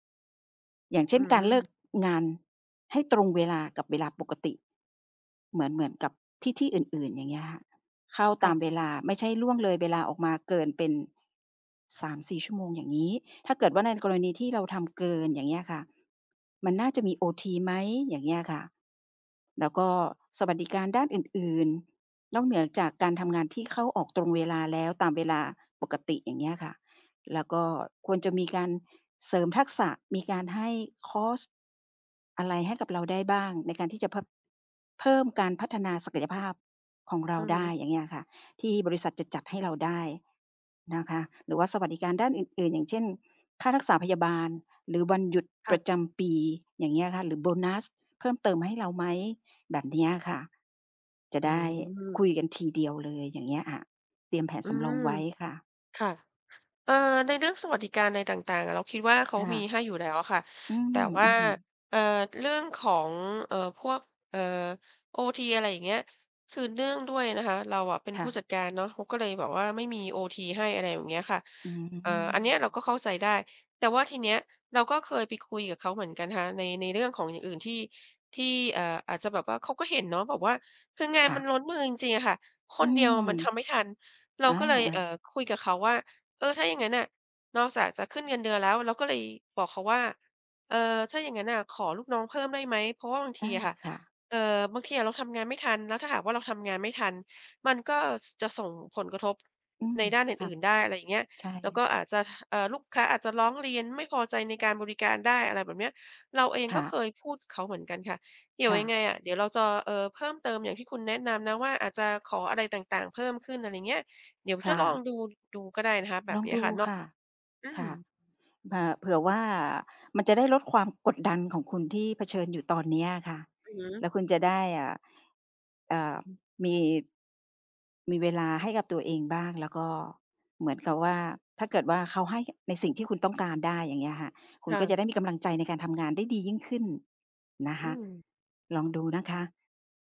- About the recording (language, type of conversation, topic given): Thai, advice, ฉันควรขอขึ้นเงินเดือนอย่างไรดีถ้ากลัวว่าจะถูกปฏิเสธ?
- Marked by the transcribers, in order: other background noise; other noise; tapping; drawn out: "อืม"